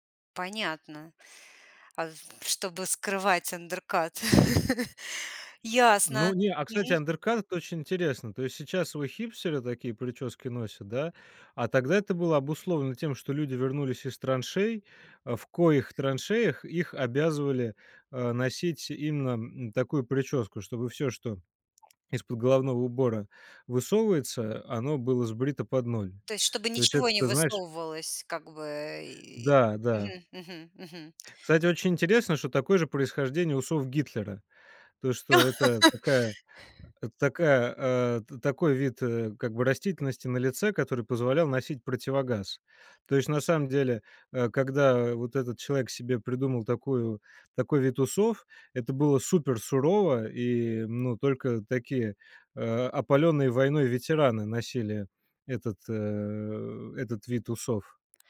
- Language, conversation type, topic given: Russian, podcast, Какой фильм или сериал изменил твоё чувство стиля?
- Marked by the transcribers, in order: chuckle; laugh